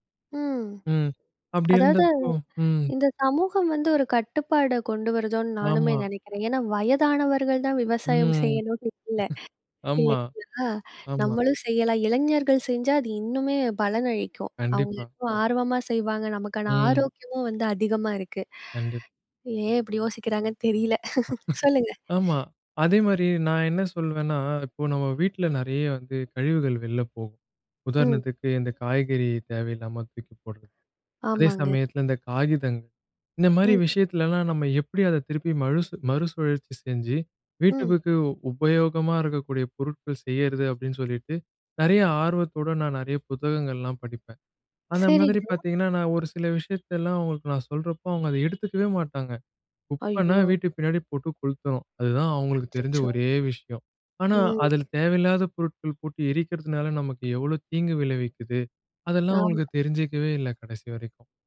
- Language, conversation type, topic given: Tamil, podcast, இந்திய குடும்பமும் சமூகமும் தரும் அழுத்தங்களை நீங்கள் எப்படிச் சமாளிக்கிறீர்கள்?
- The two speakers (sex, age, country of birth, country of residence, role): female, 20-24, India, India, host; male, 20-24, India, India, guest
- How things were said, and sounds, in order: drawn out: "ம்"; drawn out: "ம்"; chuckle; chuckle; other noise; chuckle